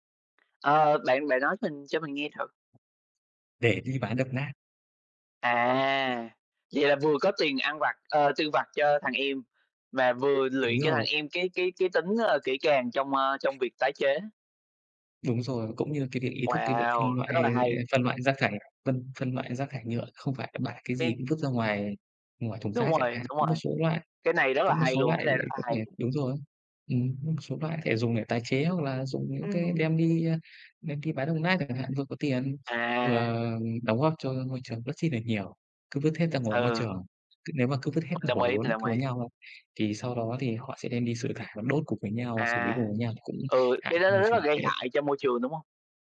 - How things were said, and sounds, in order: other background noise; tapping; unintelligible speech
- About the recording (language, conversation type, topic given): Vietnamese, unstructured, Làm thế nào để giảm rác thải nhựa trong nhà bạn?